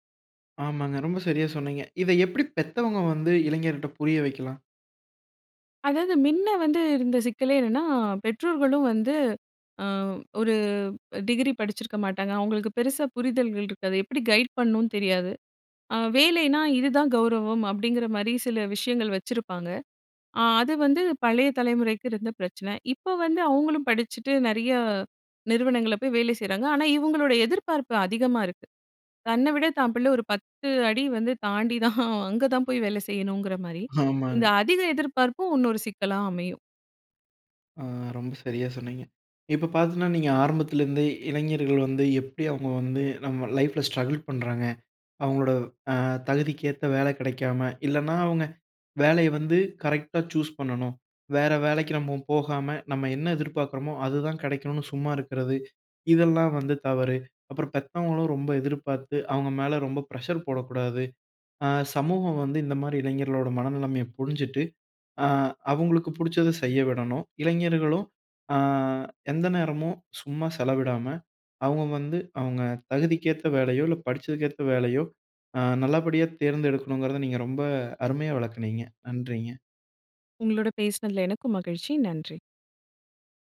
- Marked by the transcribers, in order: other background noise; "இருக்காது" said as "ரிக்காது"; laughing while speaking: "தான்"; laughing while speaking: "ஆமாங்க"; "இன்னொரு" said as "உன்னொரு"; "பாத்தீங்கன்னா" said as "பாத்நுனா"; in English: "லைஃப்ல ஸ்ட்ரகிள்"
- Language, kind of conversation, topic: Tamil, podcast, இளைஞர்கள் வேலை தேர்வு செய்யும் போது தங்களின் மதிப்புகளுக்கு ஏற்றதா என்பதை எப்படி தீர்மானிக்க வேண்டும்?